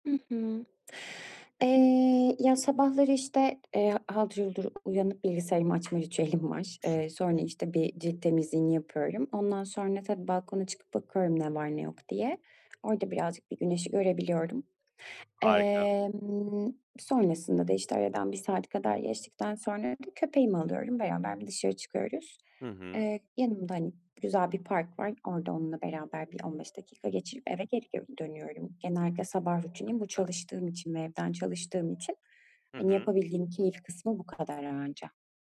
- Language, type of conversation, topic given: Turkish, advice, Her sabah yeterince dinlenmemiş hissediyorum; nasıl daha enerjik uyanabilirim?
- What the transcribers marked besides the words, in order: tapping; chuckle; other background noise